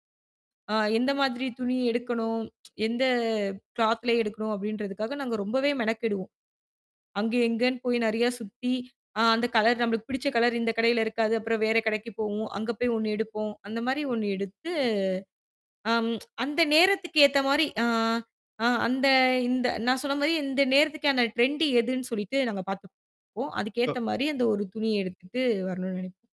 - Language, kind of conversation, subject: Tamil, podcast, பண்டிகைகளுக்கு உடையை எப்படி தேர்வு செய்கிறீர்கள்?
- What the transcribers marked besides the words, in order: tsk; drawn out: "எந்த"; mechanical hum; in English: "க்ளாத்ல"; tapping; other background noise; drawn out: "எடுத்து"; tsk; in English: "ட்ரெண்டு"; distorted speech; unintelligible speech; other noise